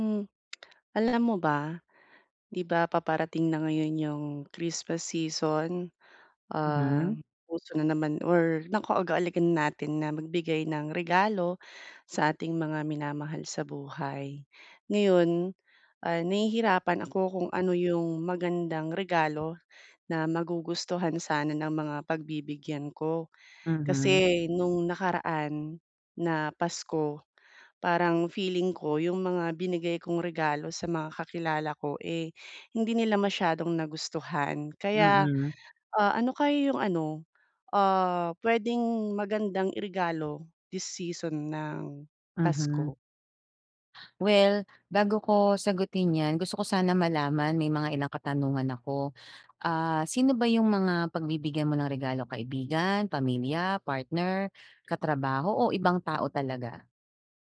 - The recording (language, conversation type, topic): Filipino, advice, Paano ako pipili ng regalong magugustuhan nila?
- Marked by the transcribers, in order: none